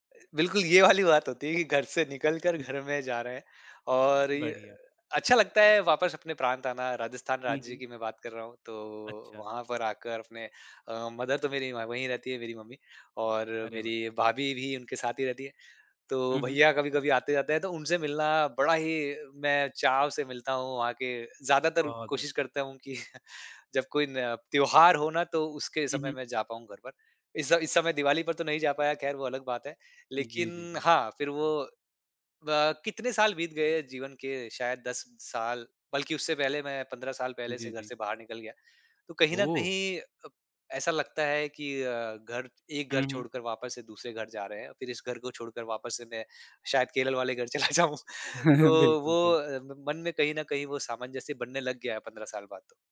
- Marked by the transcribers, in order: laughing while speaking: "बिल्कुल ये वाली बात होती है"; other noise; tapping; chuckle; laughing while speaking: "चला जाऊँ"; chuckle; laughing while speaking: "बिल्कुल"
- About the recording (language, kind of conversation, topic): Hindi, podcast, प्रवास के दौरान आपको सबसे बड़ी मुश्किल क्या लगी?